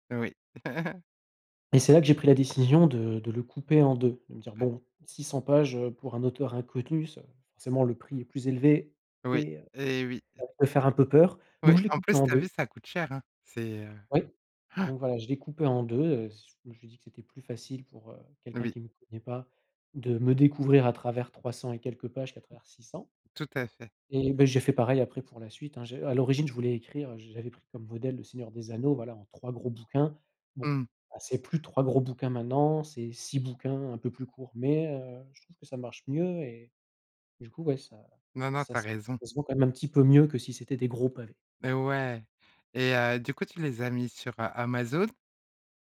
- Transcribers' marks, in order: chuckle; other background noise; inhale
- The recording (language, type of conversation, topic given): French, podcast, Quelle compétence as-tu apprise en autodidacte ?